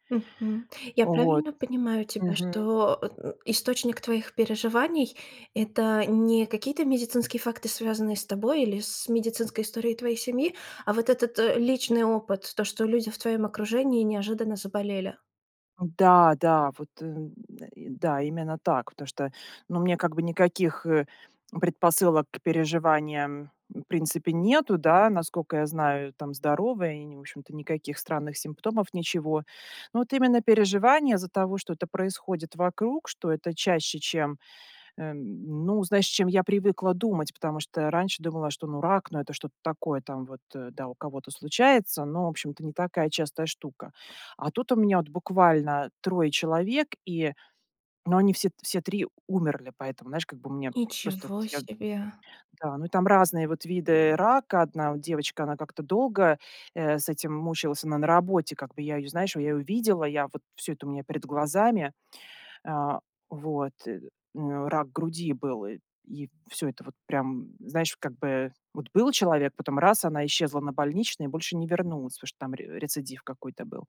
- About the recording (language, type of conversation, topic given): Russian, advice, Как вы справляетесь с навязчивыми переживаниями о своём здоровье, когда реальной угрозы нет?
- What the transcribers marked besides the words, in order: other background noise; grunt; tapping